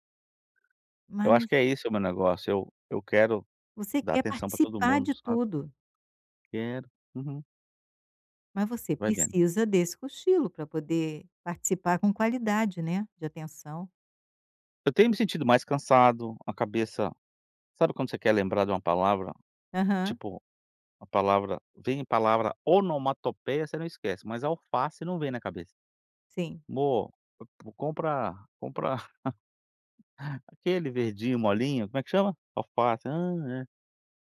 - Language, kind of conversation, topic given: Portuguese, advice, Por que meus cochilos não são restauradores e às vezes me deixam ainda mais cansado?
- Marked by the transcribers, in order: other background noise; tapping; laugh